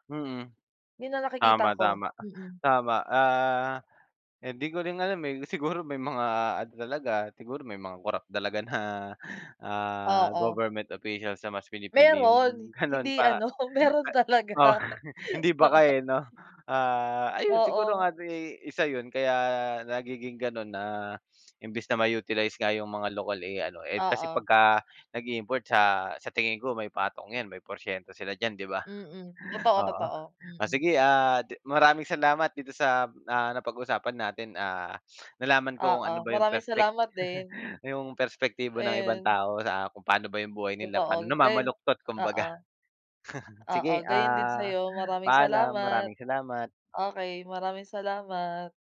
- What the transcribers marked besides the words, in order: laughing while speaking: "na"; laughing while speaking: "ganon"; laughing while speaking: "ano, meron talaga. Oo"; laughing while speaking: "Oh"; chuckle; chuckle
- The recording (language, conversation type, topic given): Filipino, unstructured, Ano ang masasabi mo tungkol sa pagtaas ng presyo ng mga bilihin kamakailan?